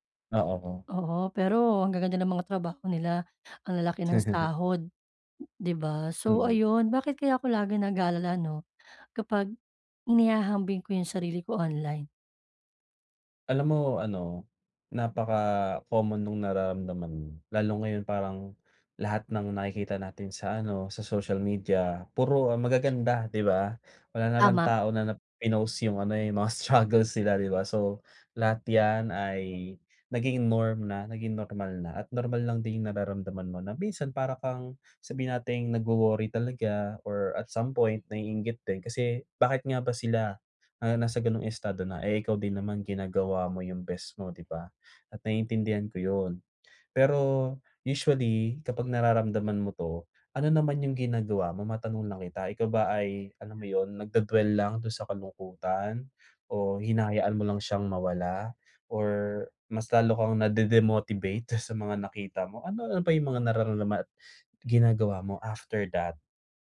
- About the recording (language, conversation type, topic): Filipino, advice, Bakit ako laging nag-aalala kapag inihahambing ko ang sarili ko sa iba sa internet?
- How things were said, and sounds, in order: chuckle; laughing while speaking: "struggles"; laughing while speaking: "dun"; "nararamdaman" said as "nararamlamat"; in English: "after that?"